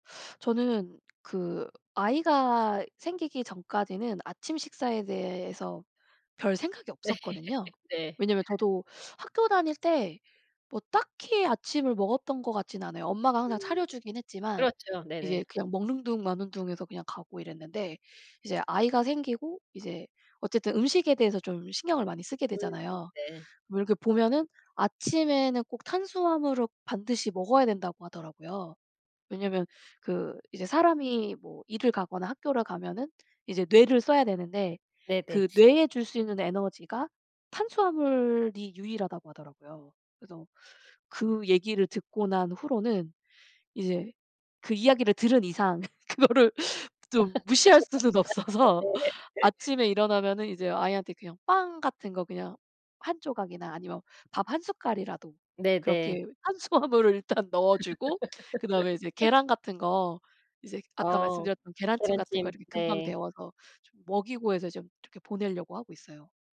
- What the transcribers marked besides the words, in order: teeth sucking; laughing while speaking: "네"; laugh; other background noise; laughing while speaking: "그거를 좀 무시할 수는 없어서"; laugh; laughing while speaking: "네"; laugh; laughing while speaking: "탄수화물을 일단"; laugh
- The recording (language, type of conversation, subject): Korean, unstructured, 아침 식사와 저녁 식사 중 어떤 식사를 더 중요하게 생각하시나요?